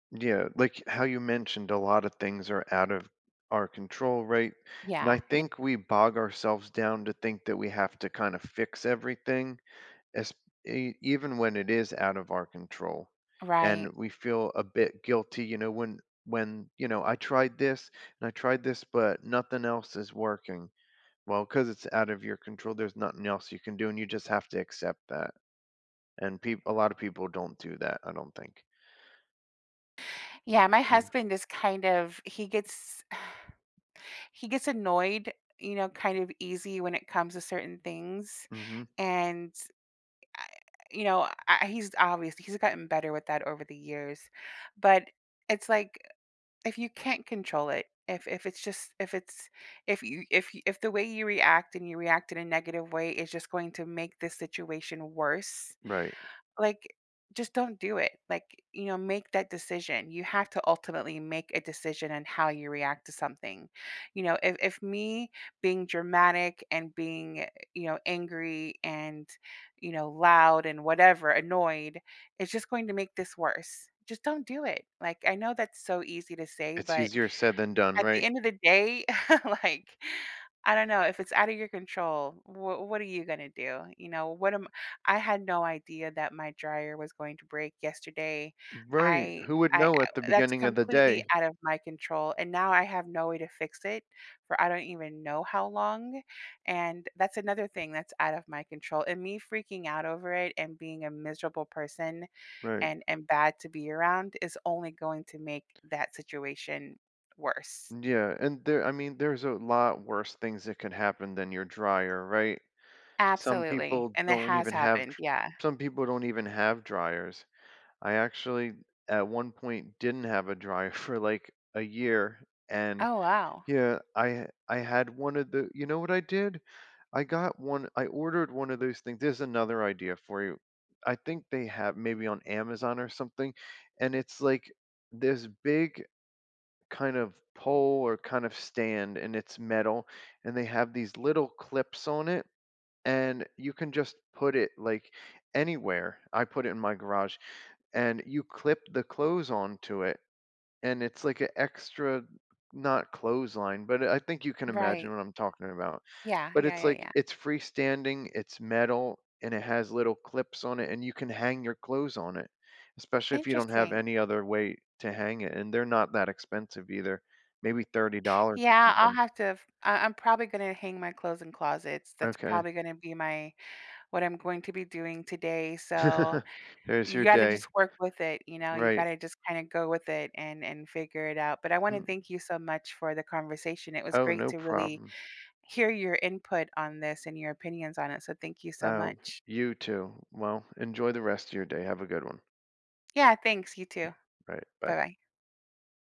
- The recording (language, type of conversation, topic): English, unstructured, How are small daily annoyances kept from ruining one's mood?
- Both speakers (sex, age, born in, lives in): female, 45-49, United States, United States; male, 40-44, United States, United States
- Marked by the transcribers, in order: sigh; other background noise; chuckle; laughing while speaking: "like"; tapping; laugh